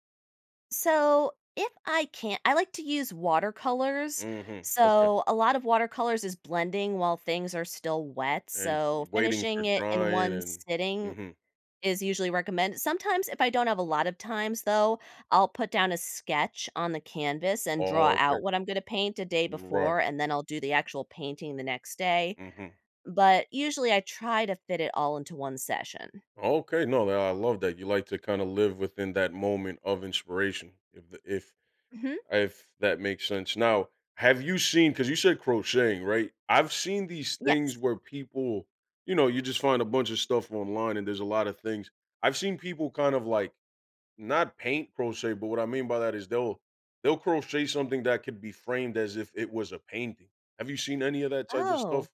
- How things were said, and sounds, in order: none
- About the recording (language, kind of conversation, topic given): English, unstructured, How does one pick which hobby to prioritize when having several?